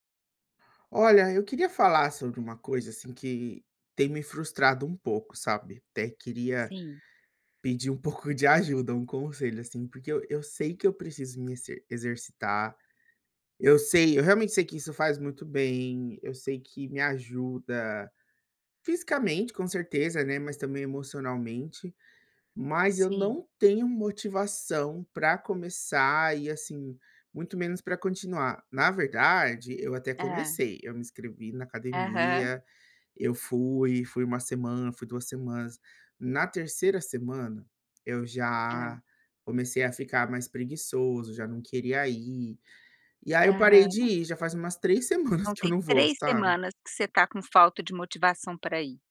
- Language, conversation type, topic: Portuguese, advice, Como posso lidar com a falta de motivação para manter hábitos de exercício e alimentação?
- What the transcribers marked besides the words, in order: tapping; laughing while speaking: "semanas"; other background noise